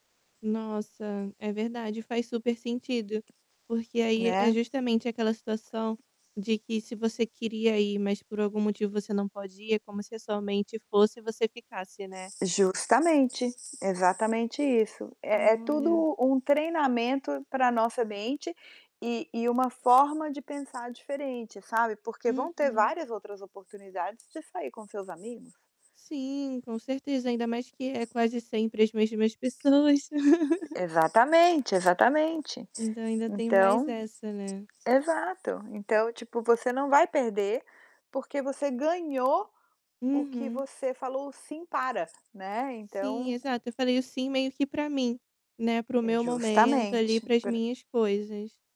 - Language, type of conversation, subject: Portuguese, advice, Como posso aprender a dizer não com assertividade sem me sentir culpado?
- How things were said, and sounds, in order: tapping; static; other background noise; distorted speech; chuckle